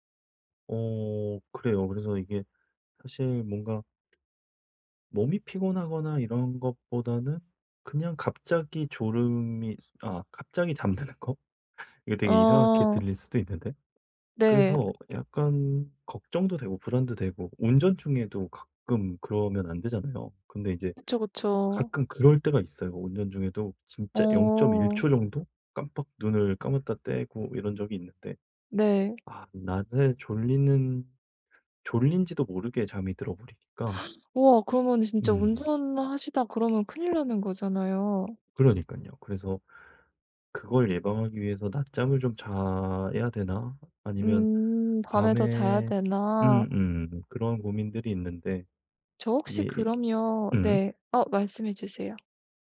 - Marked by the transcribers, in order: tapping; laughing while speaking: "잠드는 거?"; laugh; other background noise; gasp
- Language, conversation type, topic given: Korean, advice, 일정한 수면 스케줄을 만들고 꾸준히 지키려면 어떻게 하면 좋을까요?